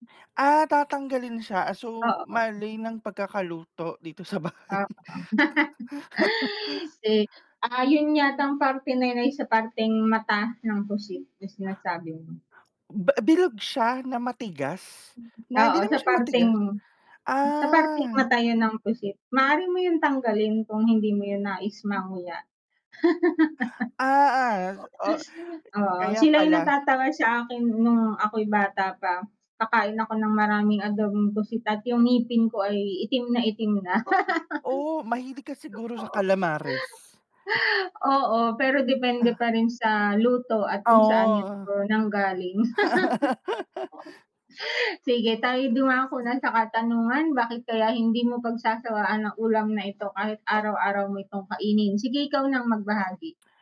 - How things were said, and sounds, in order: distorted speech; laugh; laughing while speaking: "sa bahay"; laugh; static; drawn out: "Ah"; giggle; chuckle; chuckle; laugh
- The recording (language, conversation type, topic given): Filipino, unstructured, Anong ulam ang hindi mo pagsasawaang kainin?